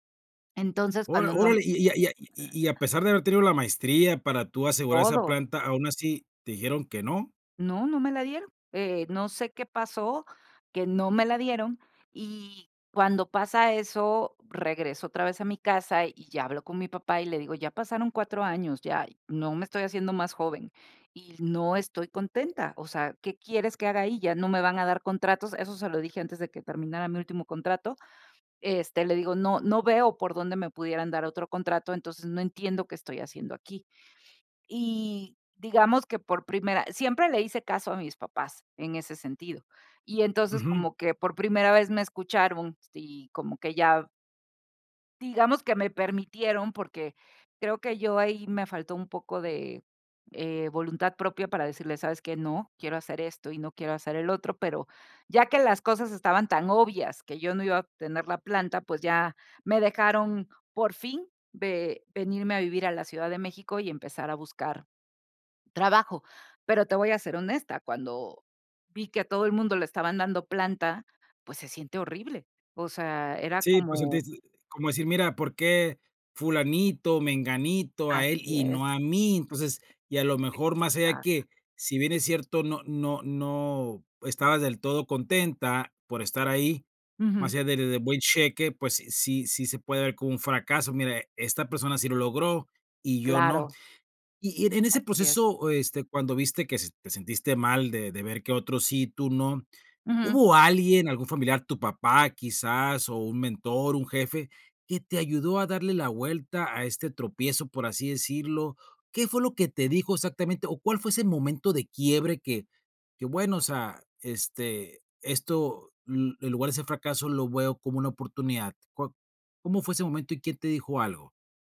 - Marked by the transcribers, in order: unintelligible speech
- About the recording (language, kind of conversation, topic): Spanish, podcast, ¿Cuándo aprendiste a ver el fracaso como una oportunidad?